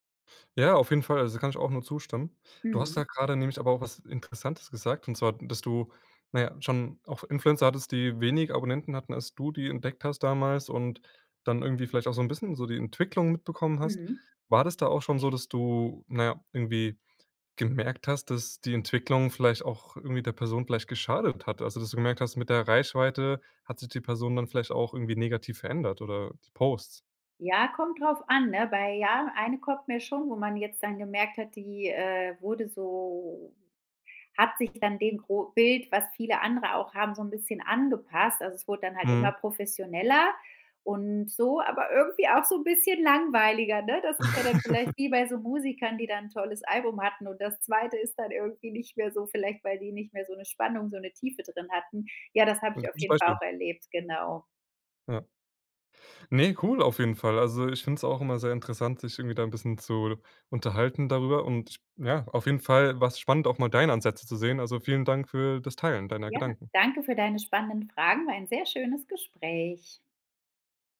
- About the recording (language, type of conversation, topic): German, podcast, Was macht für dich eine Influencerin oder einen Influencer glaubwürdig?
- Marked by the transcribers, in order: other background noise; joyful: "aber irgendwie auch so 'n bisschen langweiliger, ne?"; chuckle